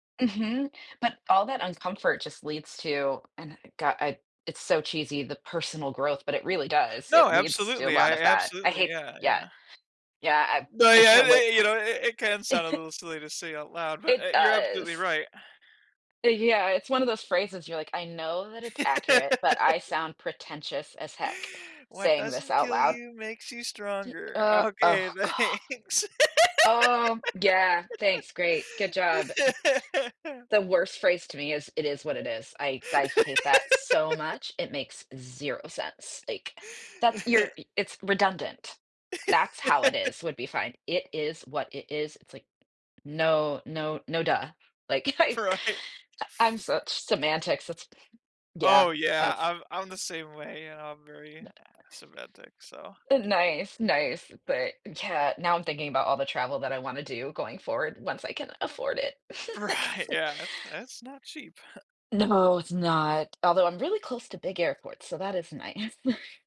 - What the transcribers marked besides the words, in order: chuckle; tapping; laugh; laughing while speaking: "Okay, thanks"; laugh; laugh; chuckle; laugh; laughing while speaking: "Right"; laughing while speaking: "I"; other background noise; laughing while speaking: "Right"; laughing while speaking: "like"; unintelligible speech; scoff; laughing while speaking: "nice"; chuckle
- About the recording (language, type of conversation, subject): English, unstructured, How do you balance the desire to experience new cultures with the importance of nurturing close relationships?
- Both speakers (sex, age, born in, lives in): female, 45-49, United States, United States; male, 25-29, United States, United States